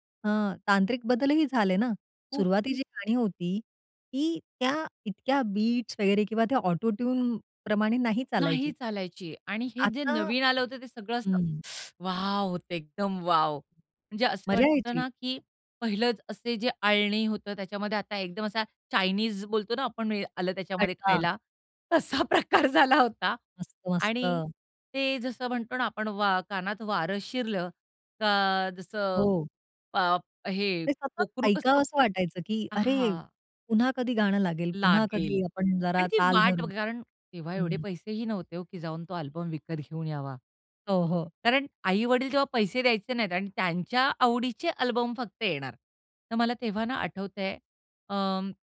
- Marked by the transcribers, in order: in English: "बीट्स"; in English: "ऑटोट्यून"; tongue click; anticipating: "वॉव! होतं एकदम वॉव!"; other background noise; laughing while speaking: "तसा प्रकार झाला होता"; in English: "अल्बम"; in English: "अल्बम"
- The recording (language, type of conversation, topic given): Marathi, podcast, कुटुंबामुळे तुझी गाण्यांची पसंती कशी बदलली?